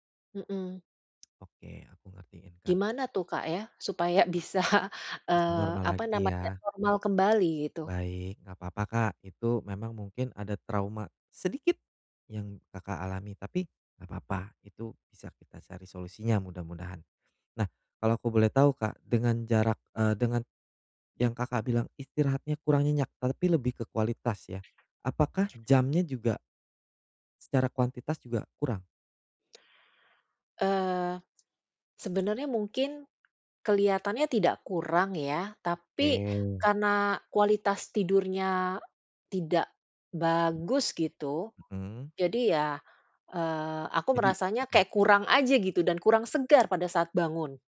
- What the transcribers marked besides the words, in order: other background noise; laughing while speaking: "bisa"
- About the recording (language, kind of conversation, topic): Indonesian, advice, Bagaimana cara memperbaiki kualitas tidur malam agar saya bisa tidur lebih nyenyak dan bangun lebih segar?